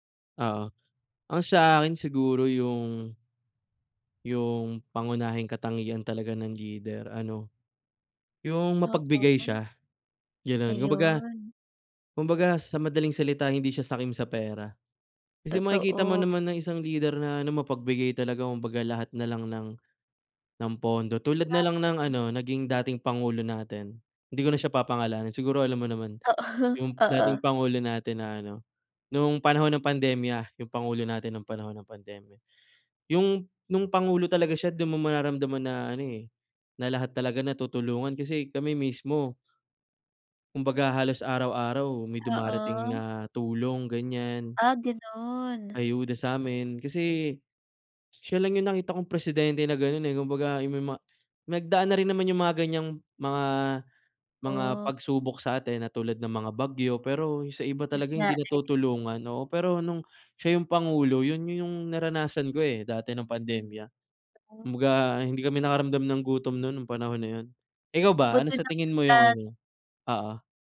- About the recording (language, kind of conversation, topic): Filipino, unstructured, Paano mo ilalarawan ang magandang pamahalaan para sa bayan?
- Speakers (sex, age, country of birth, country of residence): female, 20-24, Philippines, Philippines; male, 25-29, Philippines, Philippines
- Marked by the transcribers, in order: none